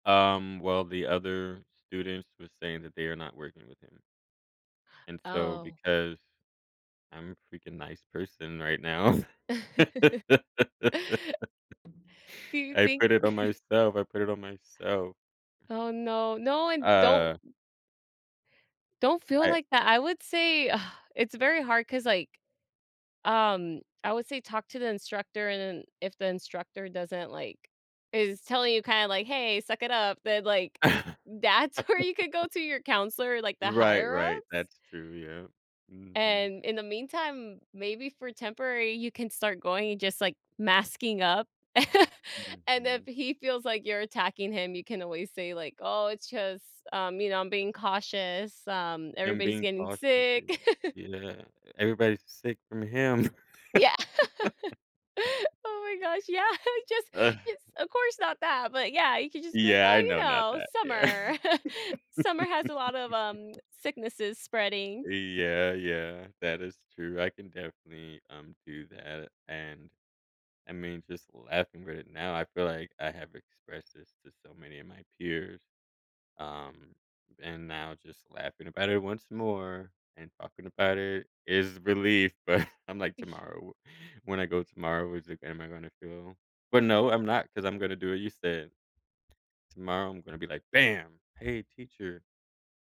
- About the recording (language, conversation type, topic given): English, advice, How can I manage everyday responsibilities without feeling overwhelmed?
- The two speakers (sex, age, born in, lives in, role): female, 25-29, United States, United States, advisor; male, 35-39, Germany, United States, user
- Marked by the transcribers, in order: laugh; chuckle; sigh; laugh; laughing while speaking: "where"; chuckle; laugh; laugh; laughing while speaking: "yeah"; laugh; chuckle; chuckle; laughing while speaking: "yeah"; laugh; laughing while speaking: "but"